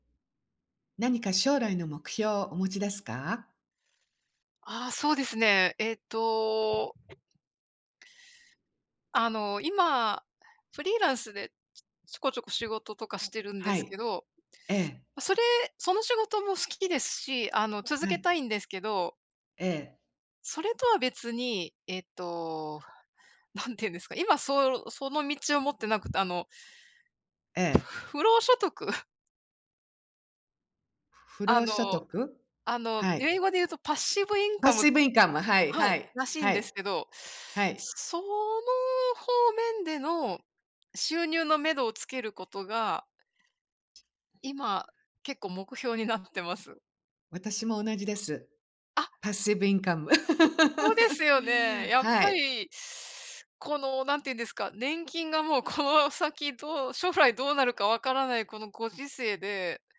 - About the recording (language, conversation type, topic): Japanese, unstructured, 将来の目標は何ですか？
- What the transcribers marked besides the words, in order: other background noise; in English: "パッシブインカム"; in English: "パッシブインカム"; in English: "パッシブインカム"; laugh; laughing while speaking: "この先どう、将来どうなるか分からない"